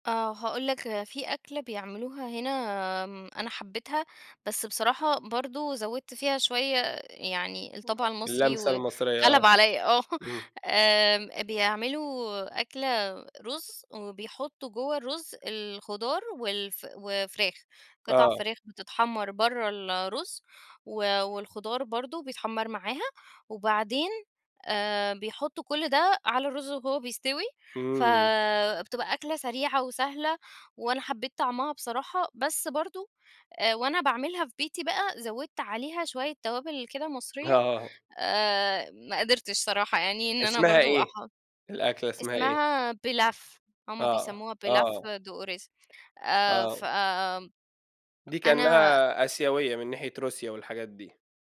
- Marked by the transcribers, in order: unintelligible speech; laughing while speaking: "آه"; laughing while speaking: "آه"; in French: "pilaf"; in French: "pilaf de riz"; tapping
- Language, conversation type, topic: Arabic, podcast, إزاي بيتغيّر أكلك لما بتنتقل لبلد جديد؟